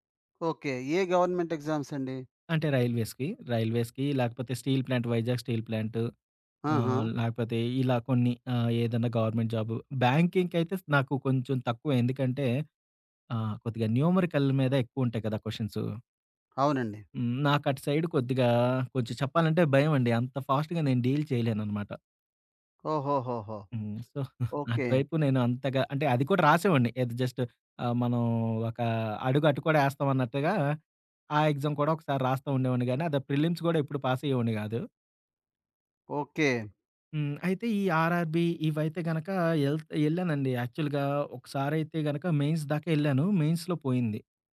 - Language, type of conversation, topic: Telugu, podcast, ప్రేరణ లేకపోతే మీరు దాన్ని ఎలా తెచ్చుకుంటారు?
- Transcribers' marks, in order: in English: "గవర్నమెంట్ ఎ‌గ్జామ్స్"; in English: "రైల్వేస్‌కి. రైల్వేస్‌కి"; in English: "స్టీల్ ప్లాంట్"; in English: "గవర్నమెంట్ జాబు బ్యాంకింక్"; in English: "న్యూమరి‌కల్"; in English: "ఫాస్ట్‌గా"; in English: "డీల్"; in English: "సో"; other background noise; giggle; in English: "ఎగ్జామ్"; in English: "ప్రిల్లిమ్స్"; in English: "ఆర్ఆర్‌బి"; in English: "యాక్చువల్‌గా"; in English: "మెయిన్స్"; in English: "మెయిన్స్‌లో"